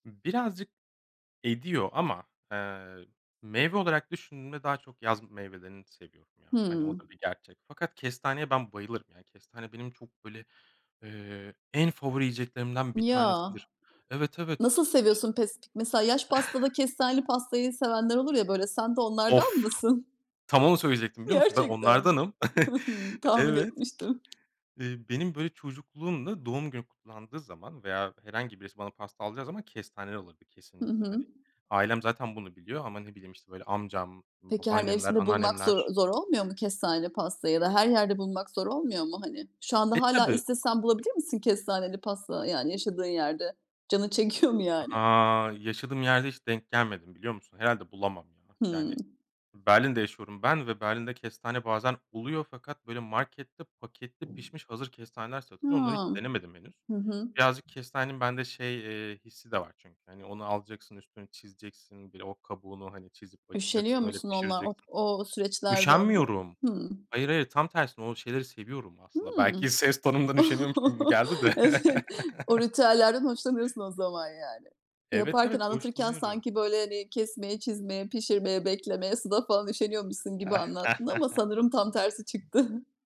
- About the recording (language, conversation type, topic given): Turkish, podcast, En çok hangi mevsimi seviyorsun ve neden?
- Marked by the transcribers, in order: unintelligible speech; chuckle; laughing while speaking: "Gerçekten mi? Hı hı, tahmin etmiştim"; chuckle; tapping; laughing while speaking: "çekiyor mu"; other background noise; chuckle; laughing while speaking: "Evet"; laughing while speaking: "ses tonumdan"; chuckle; chuckle; chuckle